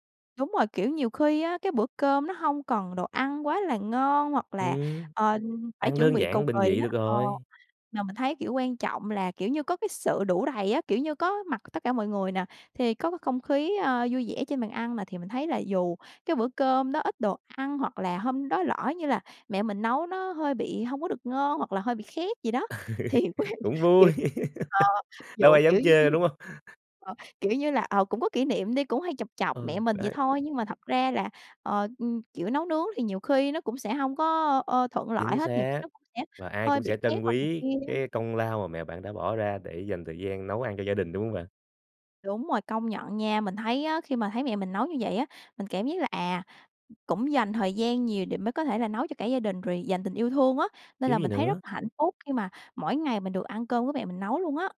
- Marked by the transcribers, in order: laugh; laughing while speaking: "Thì quên"; laugh; other background noise
- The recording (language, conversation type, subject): Vietnamese, podcast, Bữa cơm gia đình bạn thường diễn ra như thế nào?